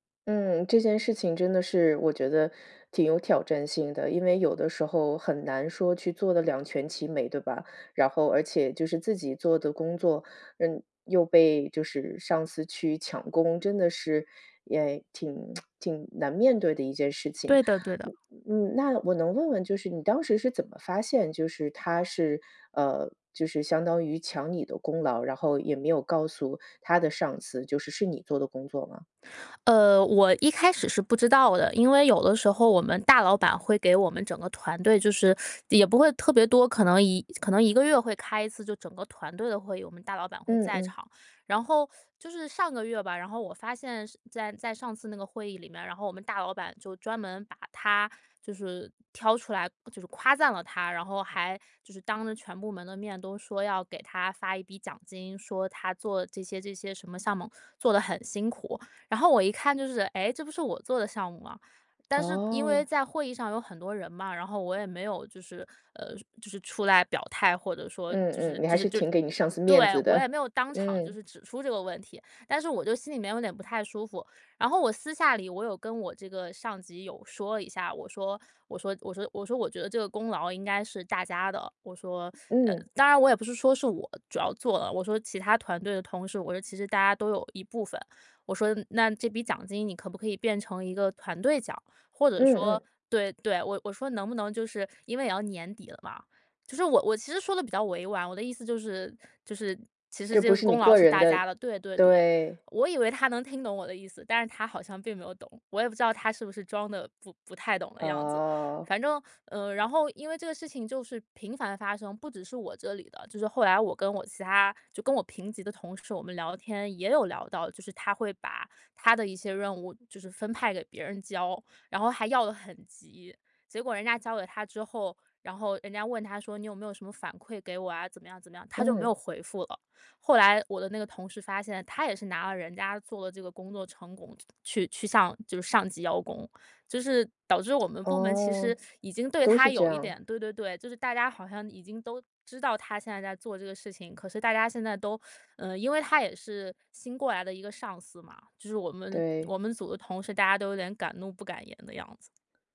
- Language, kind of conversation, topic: Chinese, advice, 如何在觉得同事抢了你的功劳时，理性地与对方当面对质并澄清事实？
- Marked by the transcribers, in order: tsk; other background noise; teeth sucking; teeth sucking; teeth sucking; "成果" said as "成巩"; teeth sucking; teeth sucking